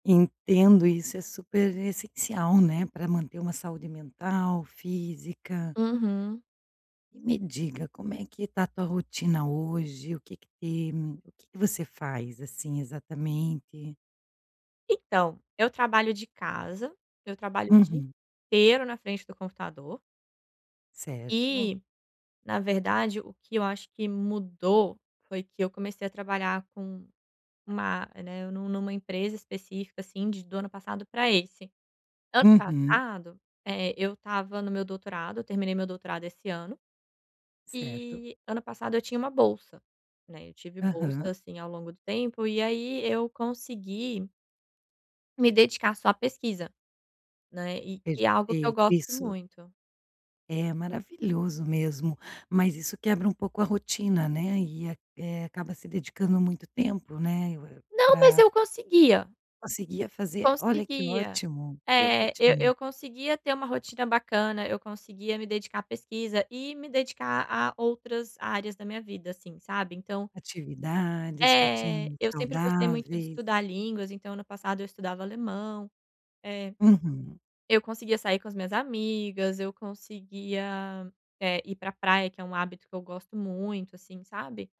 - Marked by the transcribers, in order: tapping
- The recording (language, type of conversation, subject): Portuguese, advice, Restabelecimento de rotinas e hábitos saudáveis